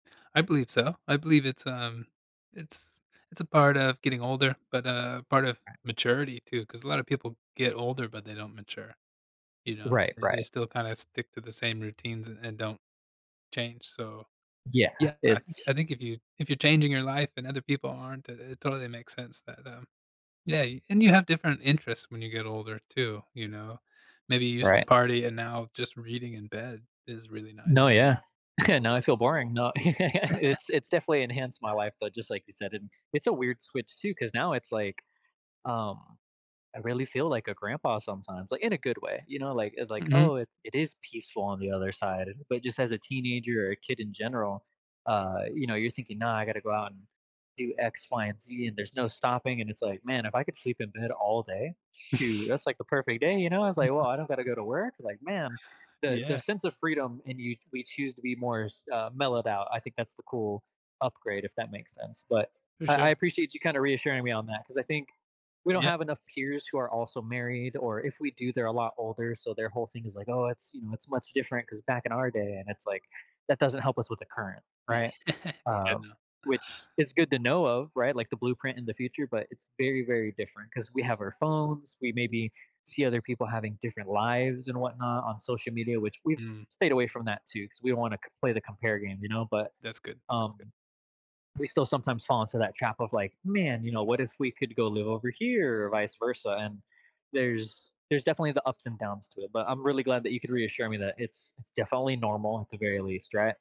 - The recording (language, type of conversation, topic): English, advice, How can I deepen my friendships?
- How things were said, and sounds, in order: chuckle; laugh; chuckle; other background noise; chuckle; chuckle; unintelligible speech